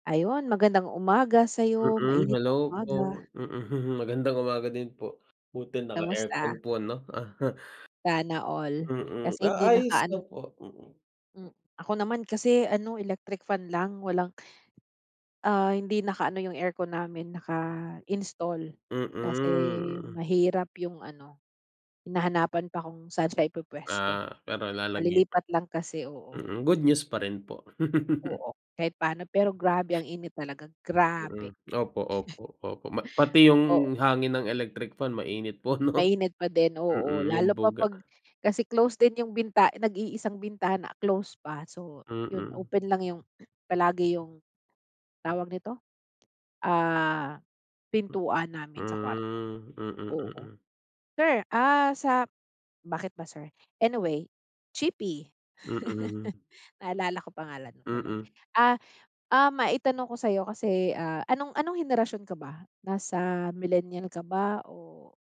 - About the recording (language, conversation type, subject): Filipino, unstructured, Ano ang pinakatumatak na karanasan mo sa paggamit ng teknolohiya?
- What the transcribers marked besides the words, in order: other background noise; laugh; chuckle; laugh